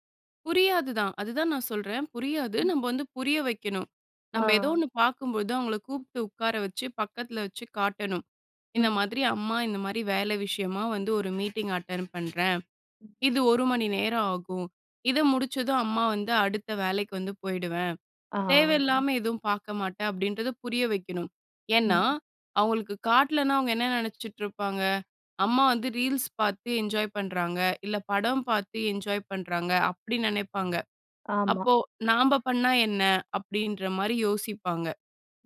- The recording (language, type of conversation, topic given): Tamil, podcast, குழந்தைகளின் திரை நேரத்தை நீங்கள் எப்படி கையாள்கிறீர்கள்?
- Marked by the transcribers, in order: other background noise